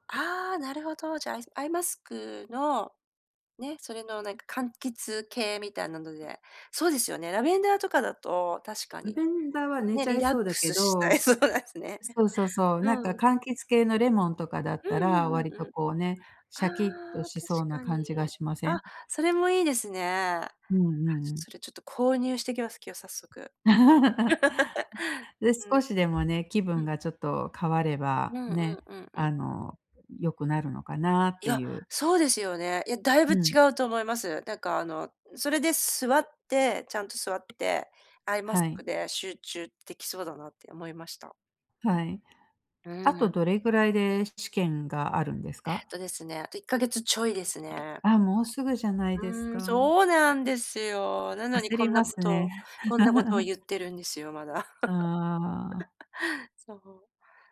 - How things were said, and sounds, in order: laughing while speaking: "したいそうですね"; chuckle; laugh; tapping; chuckle; giggle
- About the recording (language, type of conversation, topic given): Japanese, advice, 集中して作業する時間をどうやって確保すればよいですか？